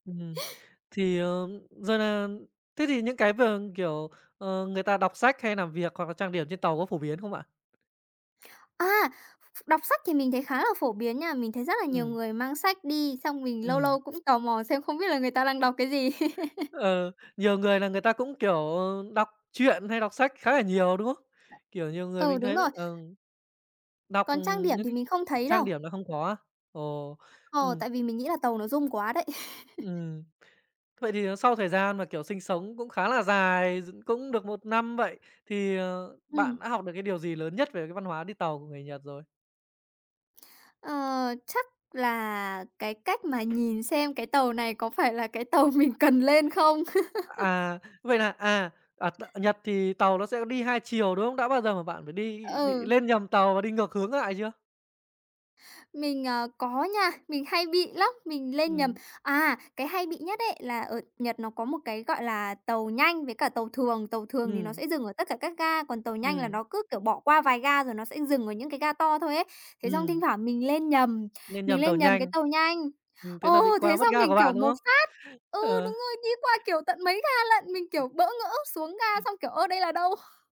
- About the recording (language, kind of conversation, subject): Vietnamese, podcast, Bạn có thể kể về một lần bạn bất ngờ trước văn hóa địa phương không?
- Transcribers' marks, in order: "làm" said as "nàm"; tapping; other background noise; laugh; chuckle; laughing while speaking: "tàu mình"; laugh; unintelligible speech